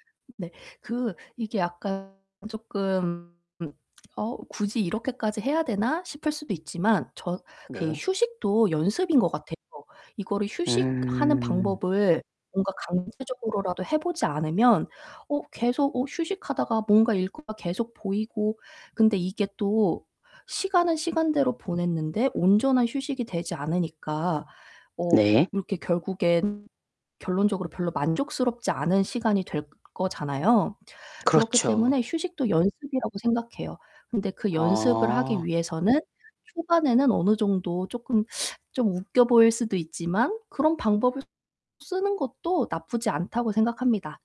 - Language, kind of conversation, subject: Korean, advice, 휴식 시간을 잘 보내기 어려운 이유는 무엇이며, 더 잘 즐기려면 어떻게 해야 하나요?
- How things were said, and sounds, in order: distorted speech; other background noise